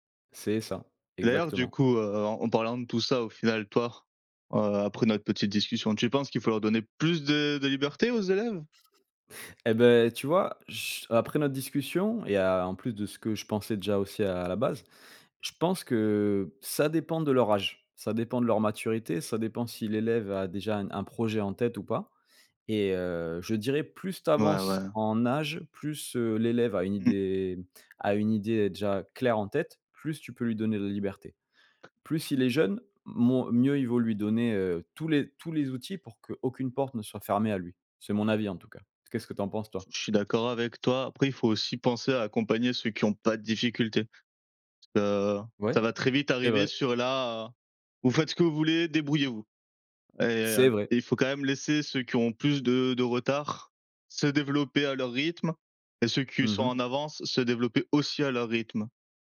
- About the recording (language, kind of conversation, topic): French, unstructured, Faut-il donner plus de liberté aux élèves dans leurs choix d’études ?
- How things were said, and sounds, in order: "qui" said as "Ku"